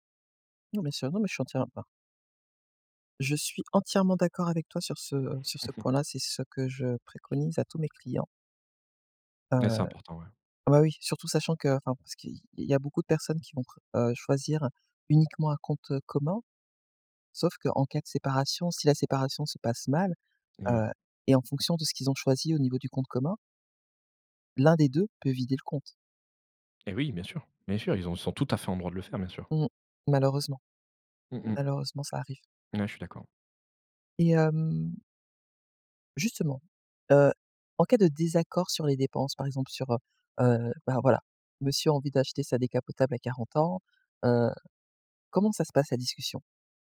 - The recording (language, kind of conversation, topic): French, podcast, Comment parles-tu d'argent avec ton partenaire ?
- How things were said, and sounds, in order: other noise